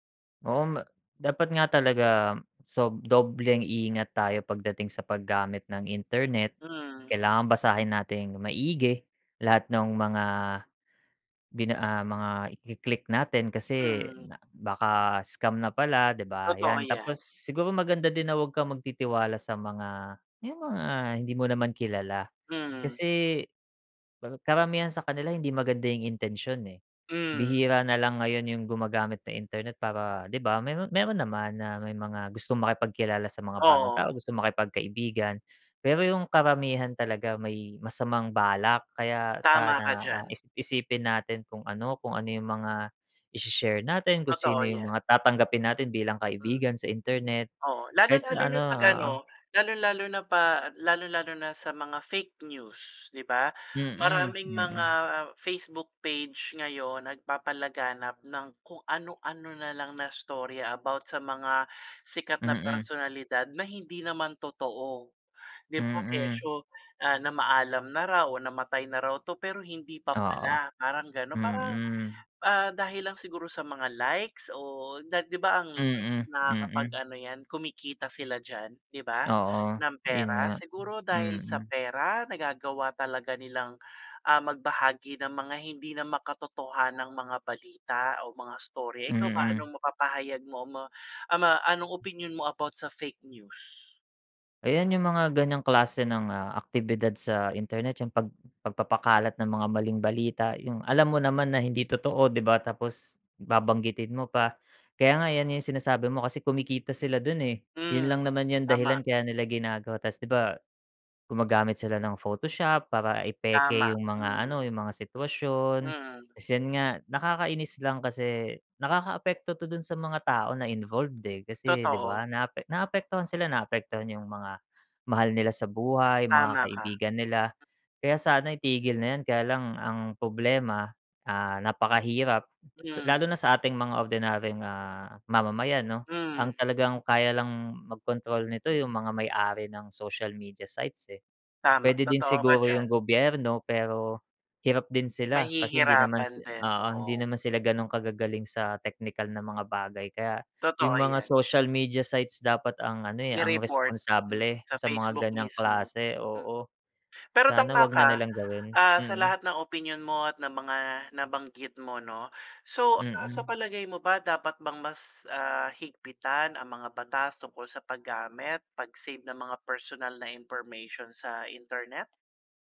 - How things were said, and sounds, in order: none
- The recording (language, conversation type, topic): Filipino, unstructured, Ano ang masasabi mo tungkol sa pagkapribado sa panahon ng internet?